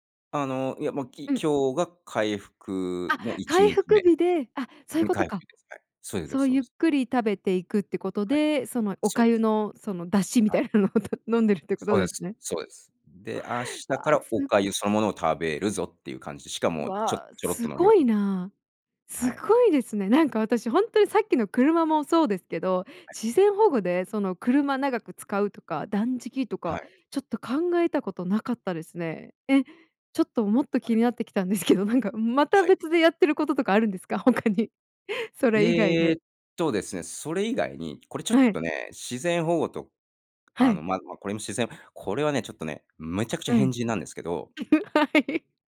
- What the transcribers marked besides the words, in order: laughing while speaking: "出汁みたいなのを飲んでるっていうことですね"; laughing while speaking: "気になってきたんですけど"; laughing while speaking: "他に"; laugh; laughing while speaking: "はい"
- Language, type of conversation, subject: Japanese, podcast, 日常生活の中で自分にできる自然保護にはどんなことがありますか？